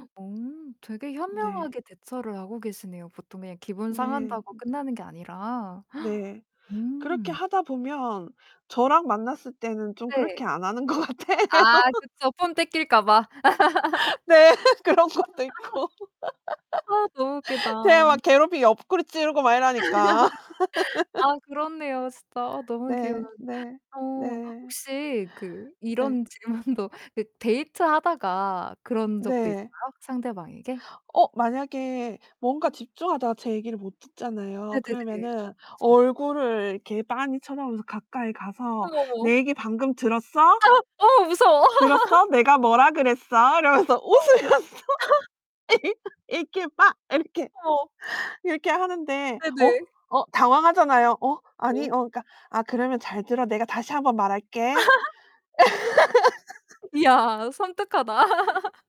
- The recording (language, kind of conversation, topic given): Korean, podcast, 휴대폰을 보면서 대화하는 것에 대해 어떻게 생각하세요?
- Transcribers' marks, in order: other background noise; laughing while speaking: "같아요"; laugh; laughing while speaking: "네 그런 것도 있고"; laugh; laugh; laughing while speaking: "질문도"; distorted speech; laugh; laugh; laughing while speaking: "웃으면서 이렇게 빠 이렇게 이렇게 하는데"; laugh; laugh